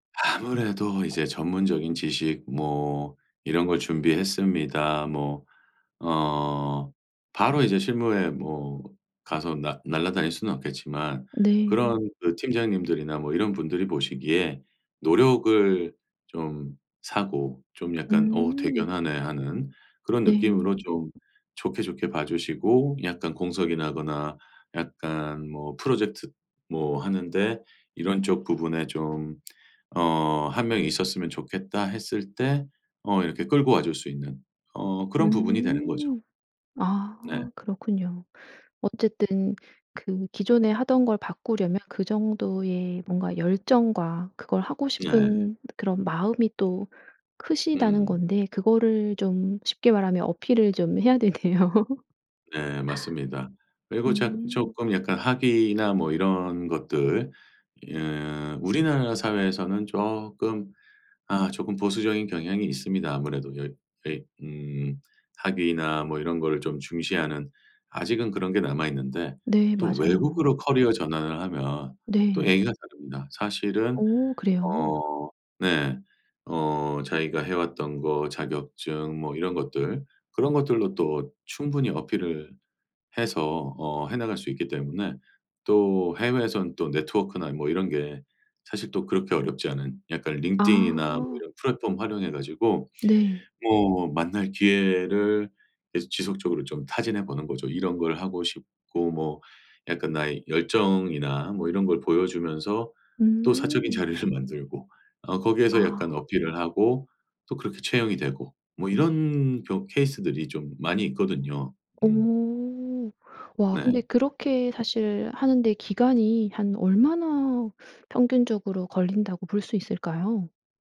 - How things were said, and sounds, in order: other background noise; laughing while speaking: "되네요"; laugh; in English: "어필을"; put-on voice: "링크드인이나"; laughing while speaking: "자리를"; in English: "어필을"; tapping
- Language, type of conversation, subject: Korean, podcast, 학위 없이 배움만으로 커리어를 바꿀 수 있을까요?